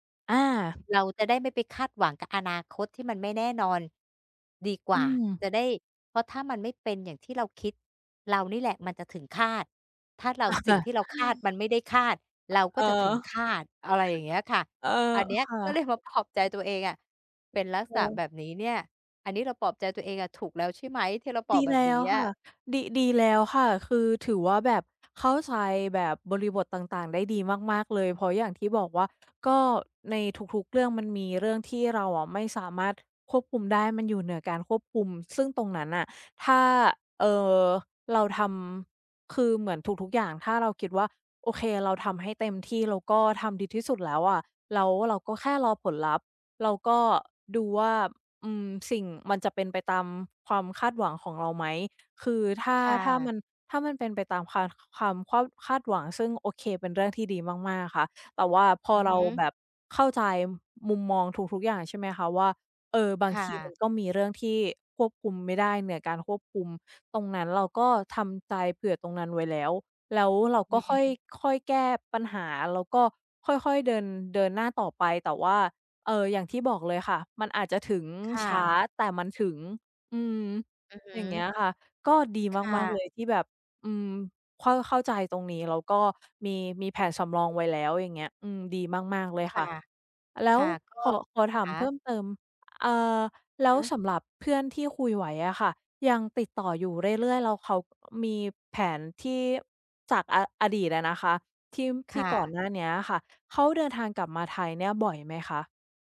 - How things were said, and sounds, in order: other background noise; inhale; tapping; "เข้าใจ" said as "เข้าไซ"; unintelligible speech
- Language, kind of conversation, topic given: Thai, advice, ฉันรู้สึกกังวลกับอนาคตที่ไม่แน่นอน ควรทำอย่างไร?